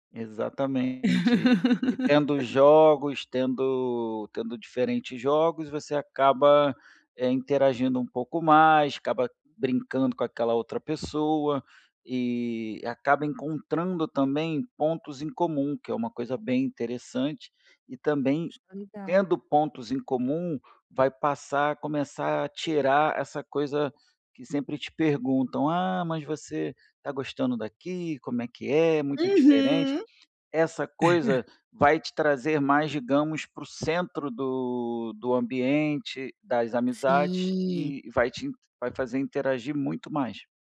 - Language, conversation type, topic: Portuguese, advice, Como posso lidar com a dificuldade de fazer novas amizades na vida adulta?
- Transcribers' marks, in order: laugh; chuckle; tapping